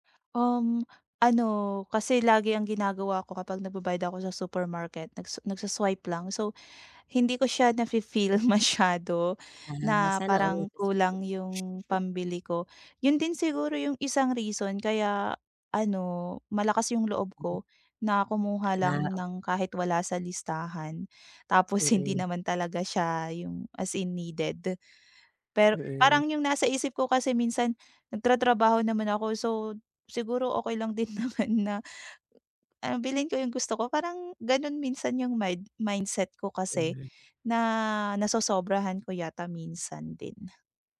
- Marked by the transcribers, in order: tapping; chuckle; other background noise; chuckle; laughing while speaking: "din naman"; other noise
- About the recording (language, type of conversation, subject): Filipino, advice, Paano ako makakapagbadyet at makakapamili nang matalino sa araw-araw?